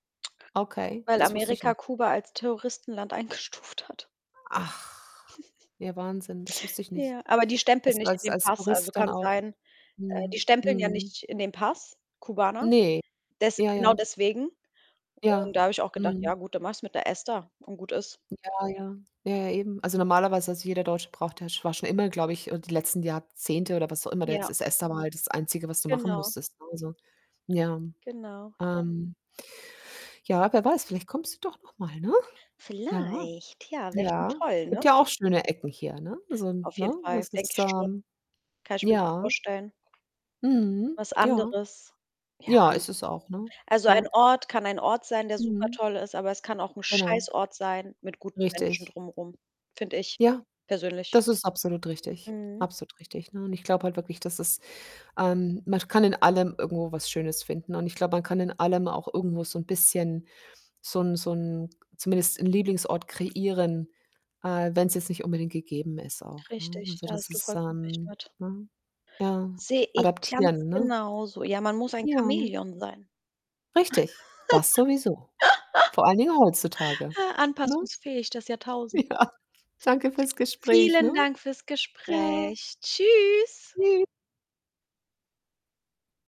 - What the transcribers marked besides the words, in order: distorted speech; laughing while speaking: "eingestuft hat"; other background noise; chuckle; static; stressed: "Scheißort"; laugh; laughing while speaking: "Ja"; joyful: "Ja"; joyful: "Tschü"
- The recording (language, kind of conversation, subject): German, unstructured, Was ist dein liebster Ort, um dem Alltag zu entfliehen?